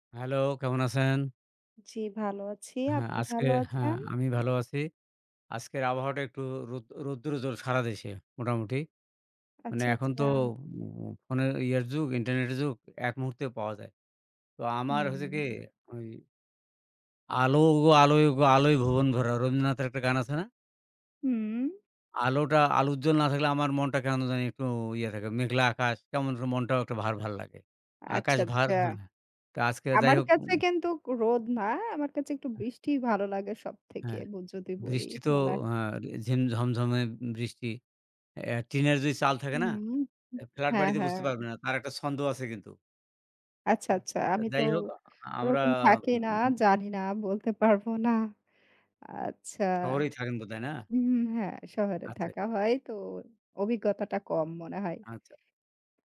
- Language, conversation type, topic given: Bengali, unstructured, সমাজে বেআইনি কার্যকলাপ কেন বাড়ছে?
- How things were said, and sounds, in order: tapping; other background noise; unintelligible speech; laughing while speaking: "পারবো না"